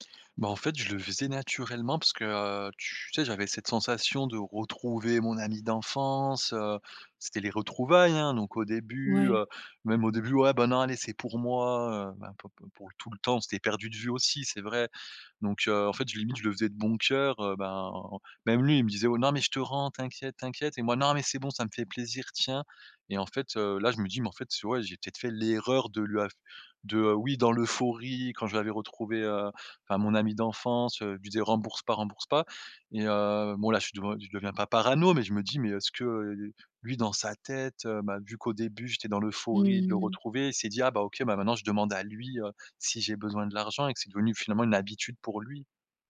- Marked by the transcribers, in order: stressed: "d'enfance"; stressed: "l'erreur"
- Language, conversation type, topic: French, advice, Comment puis-je poser des limites personnelles saines avec un ami qui m'épuise souvent ?